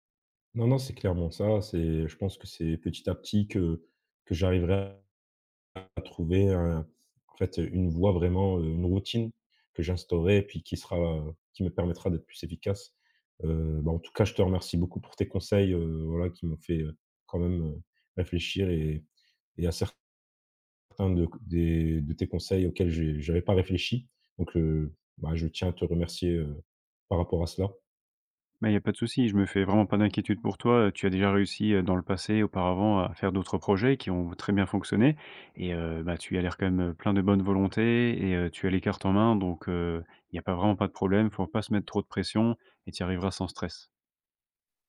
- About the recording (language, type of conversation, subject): French, advice, Pourquoi est-ce que je me sens coupable de prendre du temps pour créer ?
- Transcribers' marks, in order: none